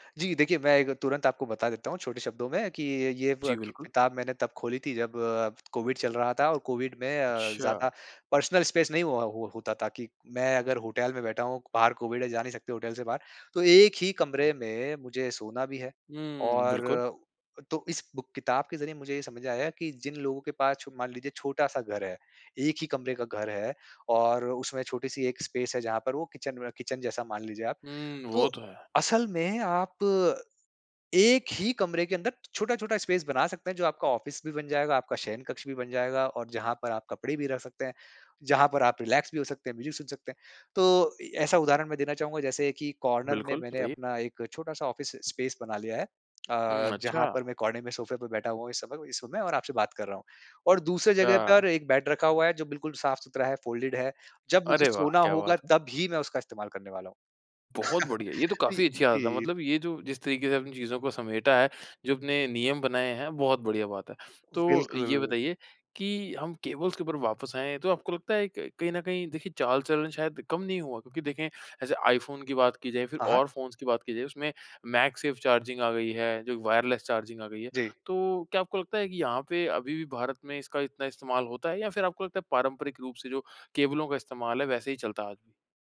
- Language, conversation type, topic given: Hindi, podcast, चार्जर और केबलों को सुरक्षित और व्यवस्थित तरीके से कैसे संभालें?
- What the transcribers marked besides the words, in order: in English: "पर्सनल स्पेस"; in English: "बुक"; in English: "स्पेस"; in English: "स्पेस"; in English: "ऑफिस"; in English: "रिलैक्स"; in English: "म्यूज़िक"; in English: "कॉर्नर"; in English: "ऑफिस स्पेस"; in English: "फोल्डेड"; laugh; laughing while speaking: "पइ अ, जी"; in English: "केबल्स"; in English: "फ़ोन्स"; in English: "मैगसेफ चार्जिंग"; in English: "वायरलेस चार्जिंग"